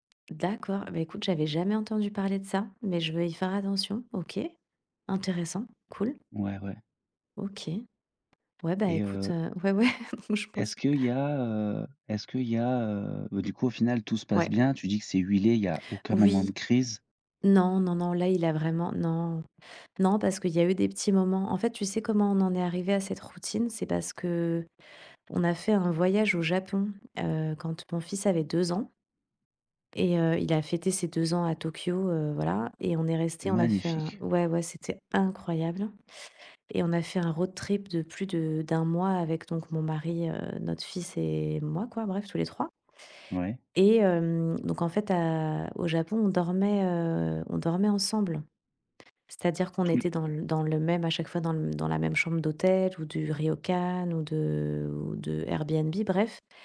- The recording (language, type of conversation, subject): French, podcast, Comment se déroule le coucher des enfants chez vous ?
- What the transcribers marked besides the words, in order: laughing while speaking: "ouais, ouais"; stressed: "aucun"; stressed: "incroyable"; in English: "road trip"